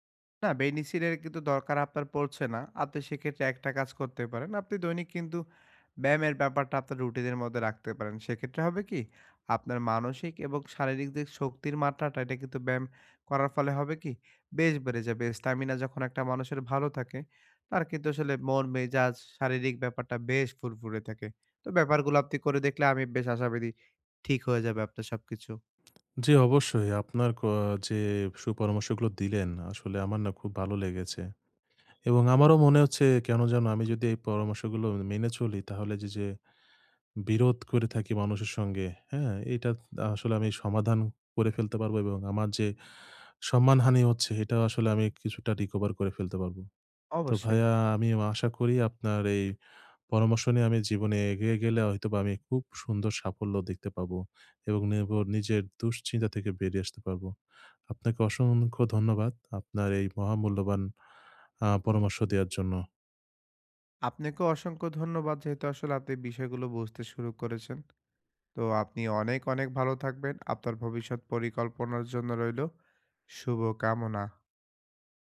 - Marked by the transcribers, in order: unintelligible speech; horn; "অসংখ্য" said as "অসংঙ্খ্য"
- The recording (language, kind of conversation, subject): Bengali, advice, বিরোধের সময় কীভাবে সম্মান বজায় রেখে সহজভাবে প্রতিক্রিয়া জানাতে পারি?